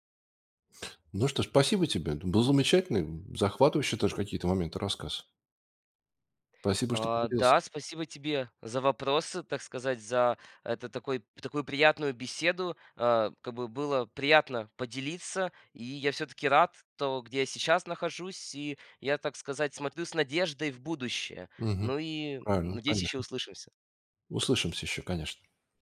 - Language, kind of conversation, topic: Russian, podcast, Как выбрать между карьерой и личным счастьем?
- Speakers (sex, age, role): male, 18-19, guest; male, 65-69, host
- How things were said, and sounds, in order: none